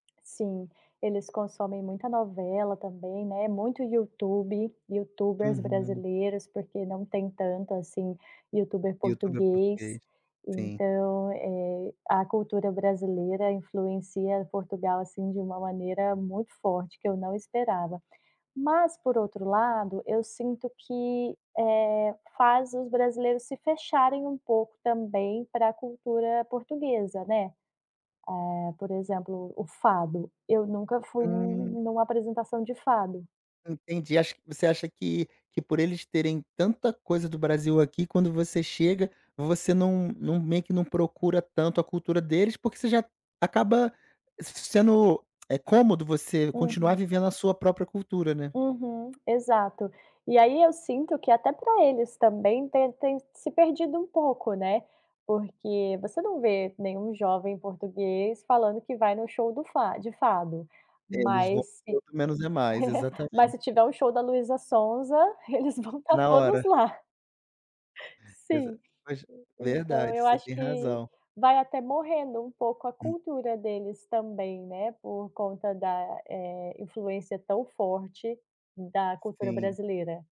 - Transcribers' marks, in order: tapping; unintelligible speech; laugh; laughing while speaking: "eles vão estar todos lá"
- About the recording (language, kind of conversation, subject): Portuguese, podcast, Como a imigração influenciou a música onde você mora?